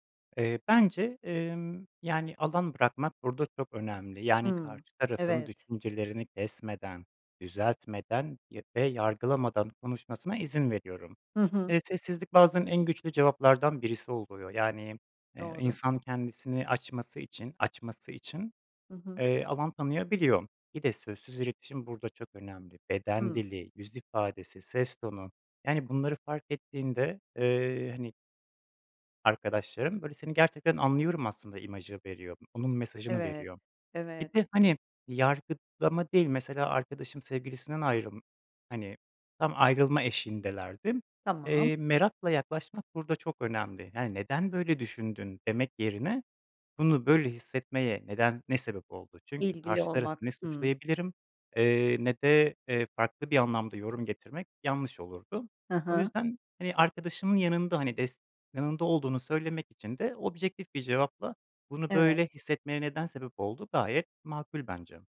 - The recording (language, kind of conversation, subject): Turkish, podcast, İyi bir dinleyici olmak için neler yaparsın?
- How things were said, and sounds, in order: other background noise